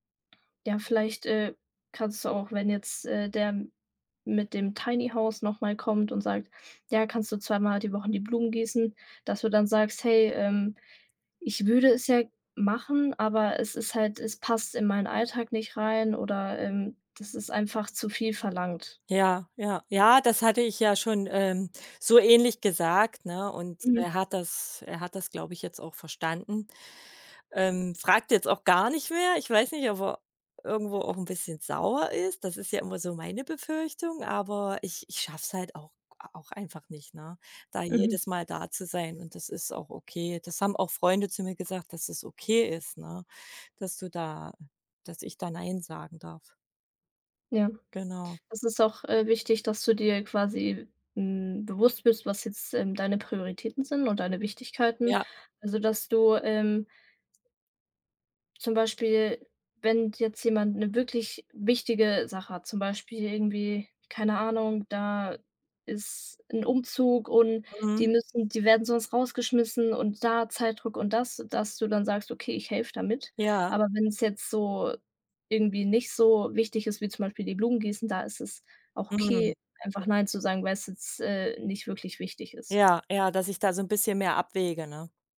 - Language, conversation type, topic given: German, advice, Wie kann ich Nein sagen und meine Grenzen ausdrücken, ohne mich schuldig zu fühlen?
- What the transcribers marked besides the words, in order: tapping; unintelligible speech